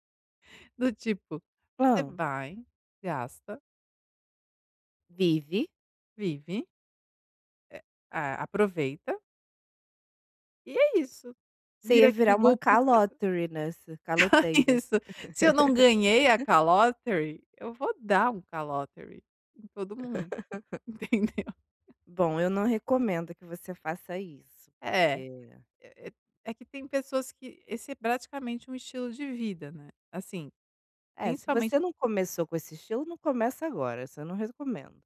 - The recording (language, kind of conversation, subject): Portuguese, advice, Como posso equilibrar minha ambição com expectativas realistas?
- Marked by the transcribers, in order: laughing while speaking: "Isso"; laugh; laugh; laughing while speaking: "entendeu?"; "recomendo" said as "rescomendo"